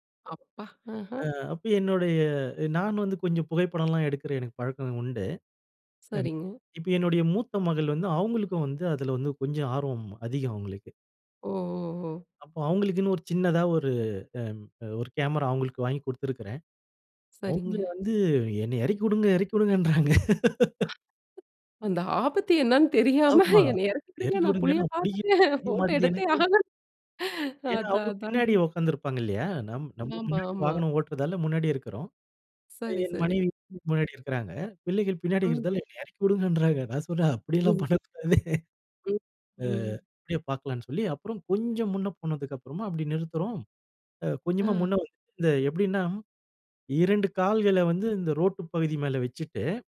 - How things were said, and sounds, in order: tapping; other background noise; laughing while speaking: "இறக்கிவுடுங்கன்றாங்க!"; laughing while speaking: "தெரியாம, என்னைய இறக்கிவிடுங்க. நான் புலிய பார்த்துட்டே, போட்டோ எடுத்தே ஆக"; unintelligible speech; laughing while speaking: "இறக்கிவுடுங்கன்றாங்க. நான் சொல்றேன், அப்படியெல்லாம் பண்ணக்கூடாது"; unintelligible speech
- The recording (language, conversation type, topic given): Tamil, podcast, பசுமைச் சூழலில் வனவிலங்குகளை சந்தித்த உங்கள் பயண அனுபவத்தைப் பகிர முடியுமா?